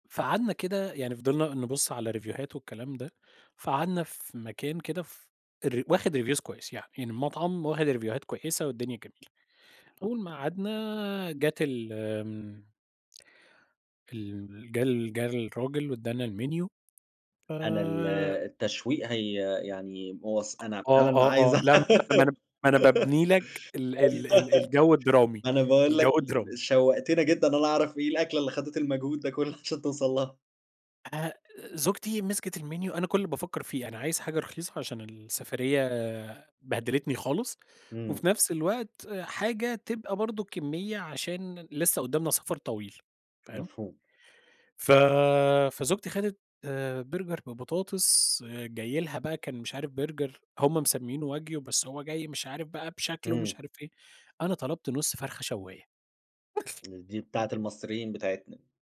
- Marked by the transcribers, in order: in English: "ريفيوهات"; in English: "reviews"; in English: "ريفيوهات"; in English: "الmenu"; tapping; laughing while speaking: "أع"; laugh; laughing while speaking: "عشان"; in English: "الmenu"; laugh
- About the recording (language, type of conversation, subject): Arabic, podcast, إيه أطيب أكلة دقتها وإنت مسافر، وإيه حكايتها؟